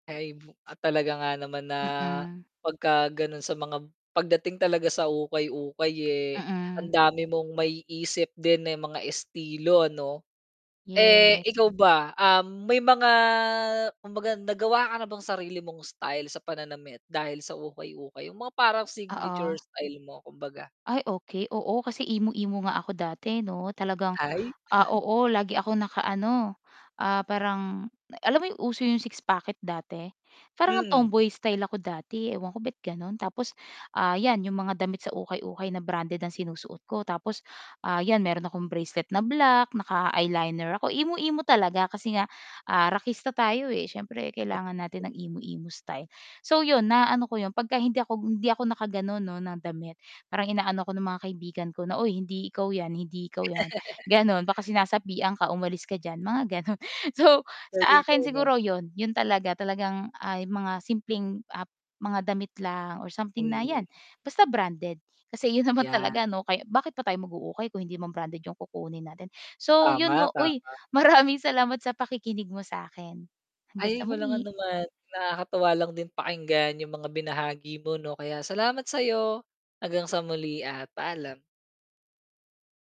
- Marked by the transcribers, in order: static; drawn out: "mga"; distorted speech; chuckle; mechanical hum; unintelligible speech; other background noise; laugh; laughing while speaking: "gano'n. So"; laughing while speaking: "maraming"
- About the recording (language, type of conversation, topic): Filipino, podcast, Ano ang papel ng ukay-ukay sa personal mong estilo?